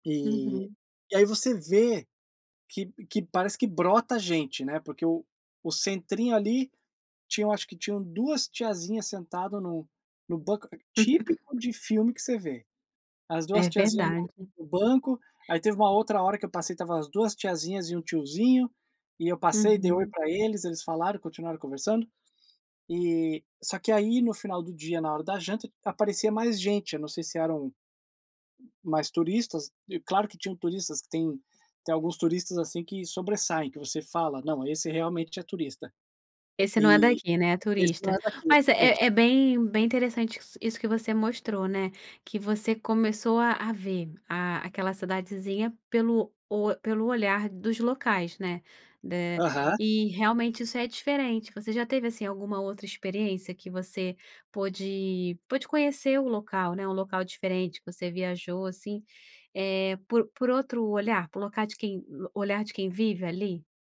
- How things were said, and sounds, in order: laugh; tapping
- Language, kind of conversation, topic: Portuguese, podcast, Você já foi convidado para a casa de um morador local? Como foi?